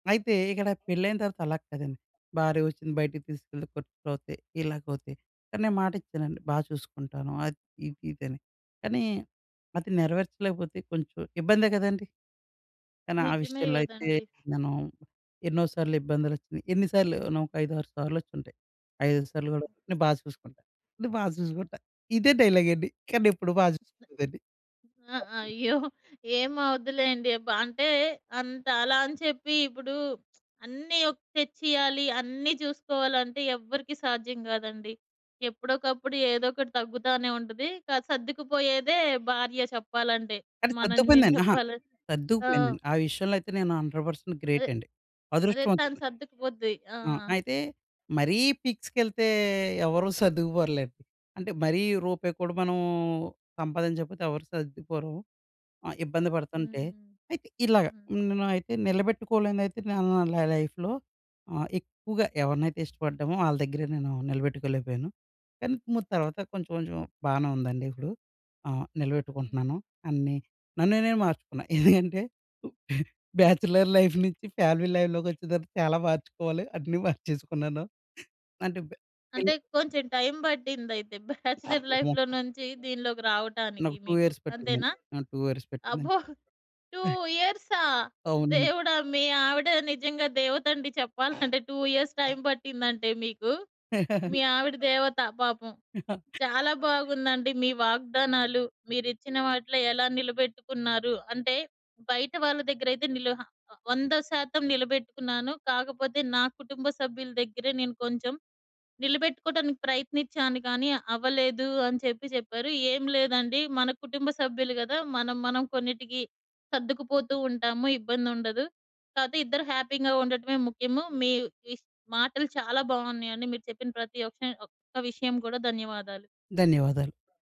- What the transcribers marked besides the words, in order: other background noise; in English: "డైలాగ్"; unintelligible speech; lip smack; in English: "హండ్రెడ్ పర్సెంట్ గ్రేట్"; in English: "లైఫ్‌లో"; chuckle; in English: "బ్యాచిలర్ లైఫ్"; in English: "ఫ్యామిలీ లై‌ఫ్‌లోకి"; chuckle; in English: "బ్యాచలర్ లైఫ్‌లో"; unintelligible speech; in English: "టూ ఇయర్స్"; in English: "టూ ఇయర్స్"; in English: "టూ"; in English: "టూ ఇయర్స్"; chuckle; chuckle; in English: "హ్యాపీగా"
- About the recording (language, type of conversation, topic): Telugu, podcast, మీరు ఇచ్చిన వాగ్దానాలను ఎలా నిలబెట్టుకుంటారు?